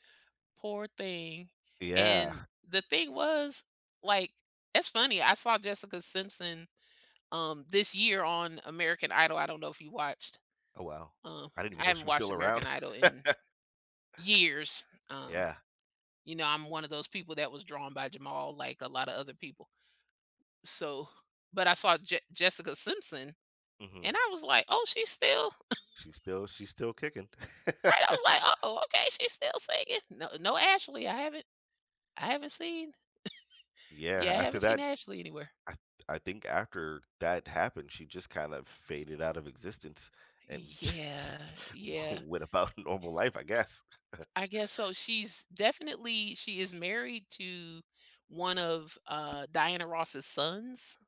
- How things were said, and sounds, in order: chuckle; stressed: "years"; chuckle; chuckle; chuckle; laughing while speaking: "just, went"; chuckle
- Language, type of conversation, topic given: English, unstructured, Does lip-syncing affect your enjoyment of live music performances?
- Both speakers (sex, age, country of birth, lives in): female, 50-54, United States, United States; male, 35-39, United States, United States